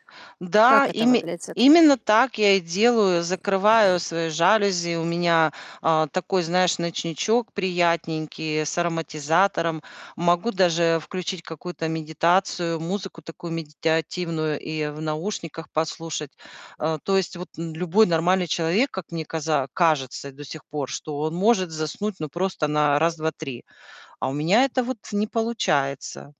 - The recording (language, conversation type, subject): Russian, advice, Как и когда лучше вздремнуть днём, чтобы повысить продуктивность?
- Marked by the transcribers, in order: other background noise; tapping; "медитативную" said as "медитятивную"; other noise